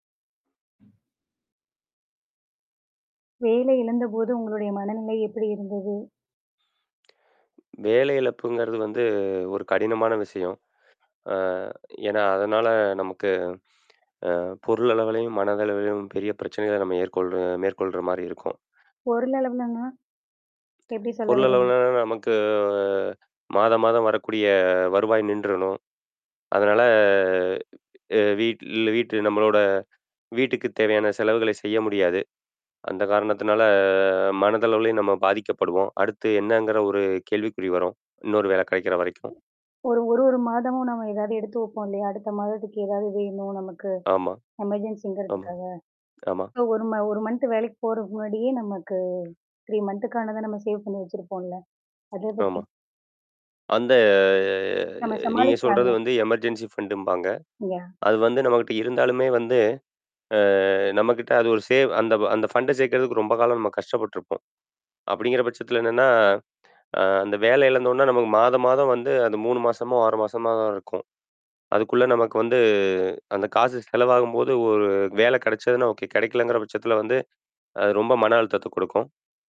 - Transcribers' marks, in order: tapping; other noise; lip smack; other background noise; mechanical hum; in English: "எமர்ஜென்சிங்கிறதுக்காக. ஸோ"; in English: "த்ரீ மன்த்"; in English: "சேவ்"; drawn out: "அந்த"; in English: "எமர்ஜென்சி ஃபண்டு"
- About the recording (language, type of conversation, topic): Tamil, podcast, வேலை இழப்புக்குப் பிறகு ஏற்படும் மன அழுத்தத்தையும் உணர்ச்சிகளையும் நீங்கள் எப்படி சமாளிப்பீர்கள்?